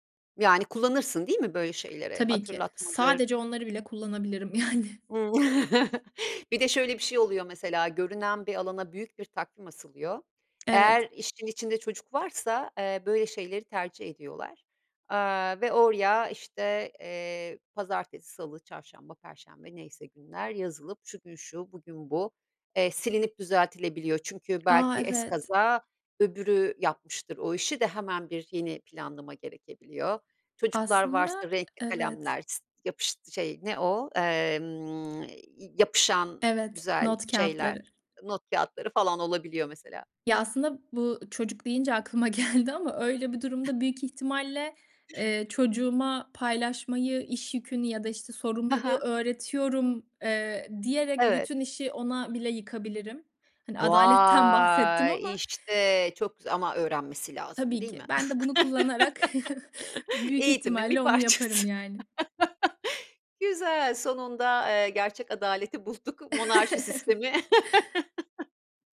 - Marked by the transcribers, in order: other background noise; laughing while speaking: "yani"; chuckle; tapping; other noise; laughing while speaking: "geldi"; drawn out: "Vay!"; laugh; chuckle; laughing while speaking: "parçası"; laugh; chuckle; laughing while speaking: "Evet"; laugh
- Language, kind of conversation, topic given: Turkish, podcast, Ev işleri paylaşımında adaleti nasıl sağlarsınız?